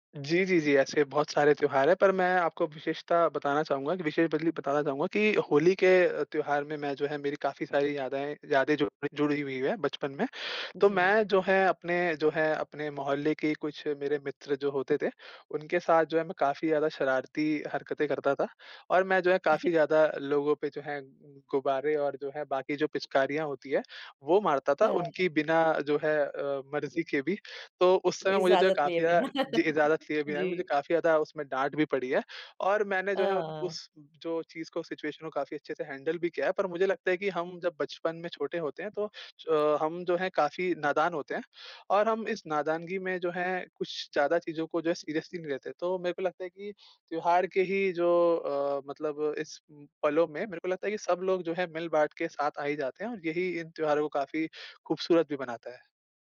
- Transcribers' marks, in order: chuckle; laugh; in English: "सिचुएशन"; in English: "हैंडल"; in English: "सीरियसली"
- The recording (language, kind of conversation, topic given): Hindi, podcast, किस त्यौहार में शामिल होकर आप सबसे ज़्यादा भावुक हुए?